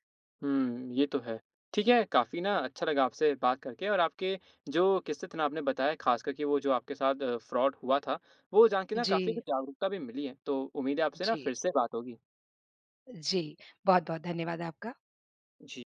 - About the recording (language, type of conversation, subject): Hindi, podcast, मोबाइल भुगतान का इस्तेमाल करने में आपको क्या अच्छा लगता है और क्या बुरा लगता है?
- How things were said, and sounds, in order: in English: "फ्रॉड"